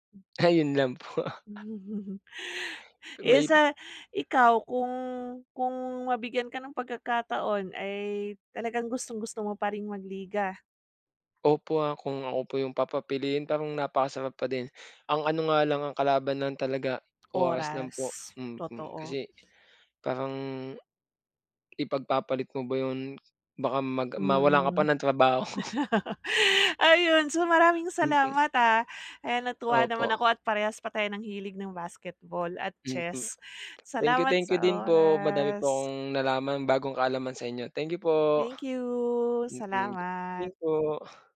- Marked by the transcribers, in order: laughing while speaking: "Ayun lang po"; chuckle; laugh; laughing while speaking: "trabaho"; tapping
- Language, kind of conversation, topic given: Filipino, unstructured, Anong isport ang pinaka-nasisiyahan kang laruin, at bakit?